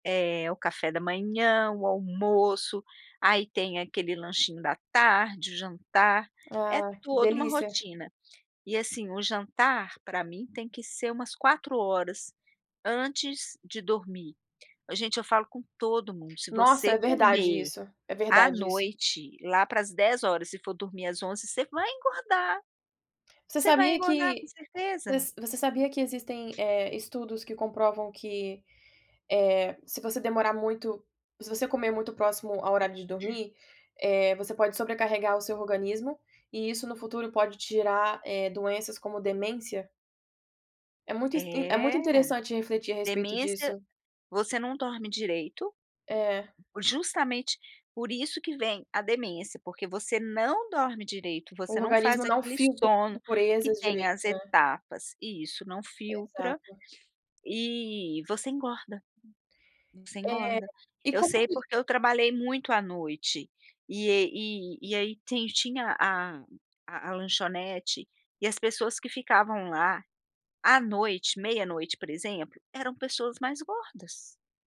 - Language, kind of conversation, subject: Portuguese, podcast, Como é sua rotina de autocuidado semanal?
- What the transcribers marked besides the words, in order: other background noise; throat clearing; other noise